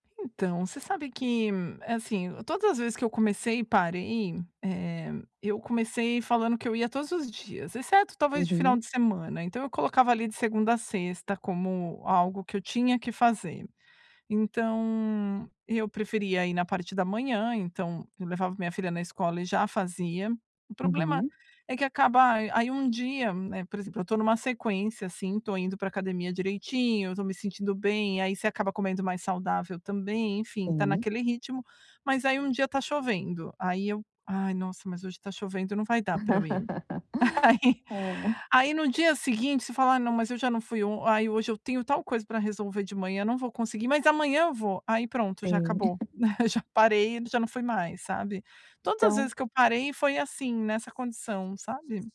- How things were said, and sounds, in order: tapping; laugh; laughing while speaking: "Aí"; laugh
- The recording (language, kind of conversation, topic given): Portuguese, advice, Como posso criar o hábito de me exercitar regularmente?